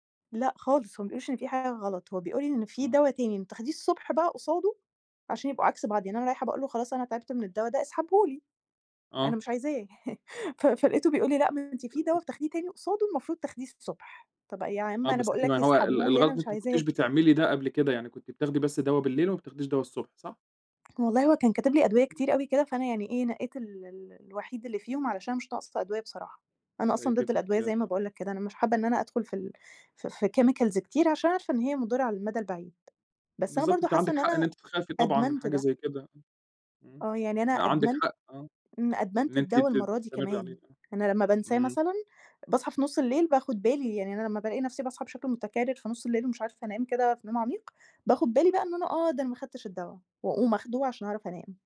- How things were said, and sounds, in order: laugh; unintelligible speech; tapping; unintelligible speech; in English: "chemicals"
- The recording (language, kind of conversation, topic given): Arabic, advice, قلقان/قلقانة من أدوية النوم وآثارها الجانبية